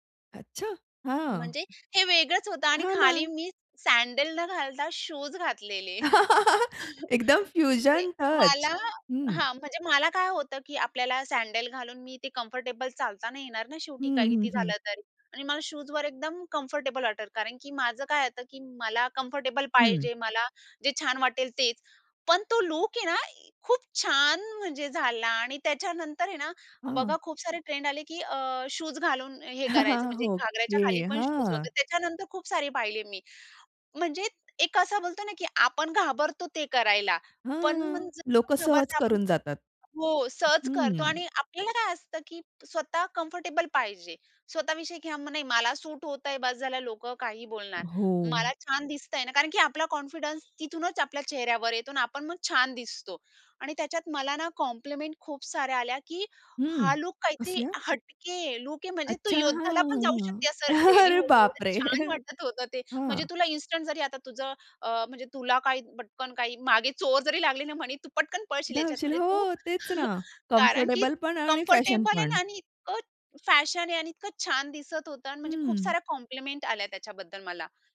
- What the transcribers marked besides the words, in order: chuckle; other background noise; laugh; in English: "फ्युजन टच"; in English: "कम्फर्टेबल"; in English: "कम्फर्टेबल"; in English: "कम्फर्टेबल"; chuckle; in English: "कम्फर्टेबल"; in English: "कॉन्फिडन्स"; in English: "कॉम्प्लिमेंट"; laughing while speaking: "अरे बापरे!"; chuckle; in English: "कम्फर्टेबल"; in English: "कम्फर्टेबलपण"; in English: "कॉम्प्लिमेंट"
- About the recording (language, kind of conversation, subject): Marathi, podcast, फॅशनमध्ये स्वतःशी प्रामाणिक राहण्यासाठी तुम्ही कोणती पद्धत वापरता?